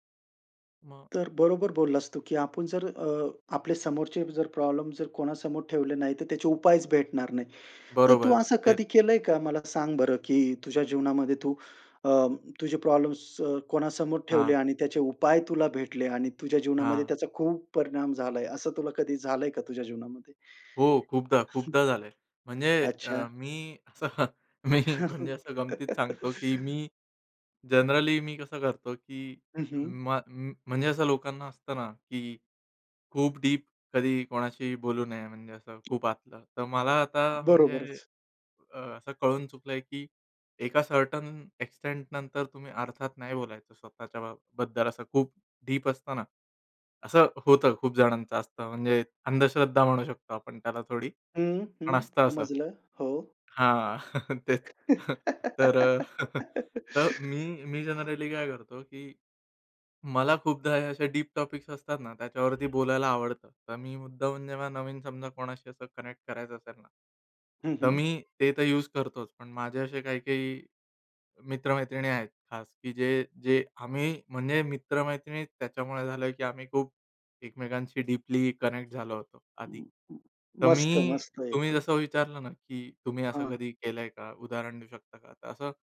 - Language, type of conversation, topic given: Marathi, podcast, तू भावना व्यक्त करायला कसं शिकलास?
- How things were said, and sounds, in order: laughing while speaking: "असं मी"; chuckle; in English: "जनरली"; in English: "डीप"; tapping; in English: "सर्टेन एक्सटेंटनंतर"; in English: "डीप"; put-on voice: "हं, हं, समजलं, हो"; chuckle; laughing while speaking: "तेच"; in English: "जनरली"; chuckle; in English: "डीप टॉपिक्स"; in English: "कनेक्ट"; in English: "यूज"; in English: "डीपली कनेक्ट"; other background noise